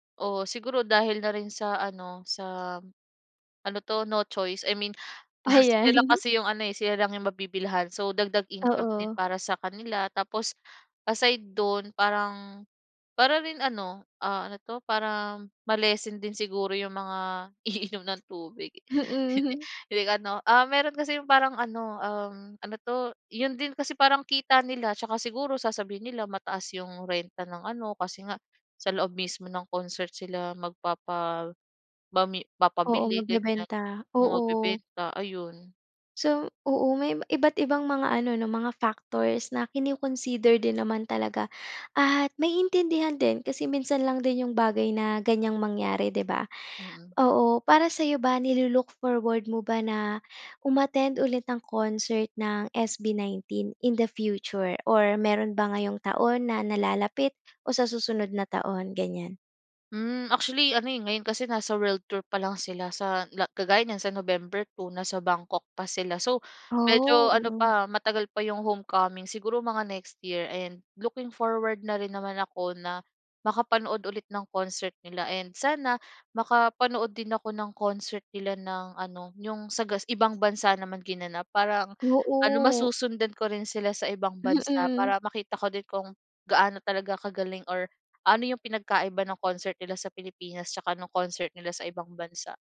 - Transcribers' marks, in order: laugh; laugh
- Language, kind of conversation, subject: Filipino, podcast, Puwede mo bang ikuwento ang konsiyertong hindi mo malilimutan?